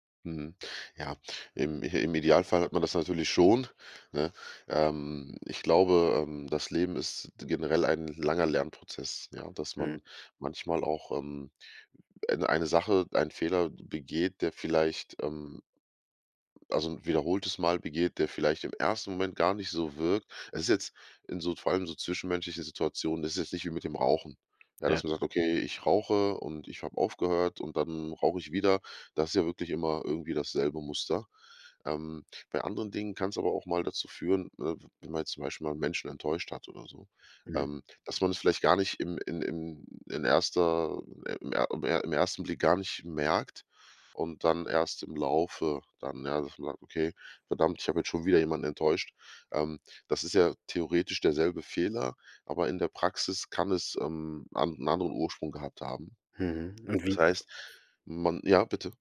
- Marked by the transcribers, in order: none
- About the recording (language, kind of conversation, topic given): German, podcast, Was hilft dir, aus einem Fehler eine Lektion zu machen?
- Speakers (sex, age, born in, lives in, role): male, 30-34, Germany, Germany, guest; male, 35-39, Germany, Germany, host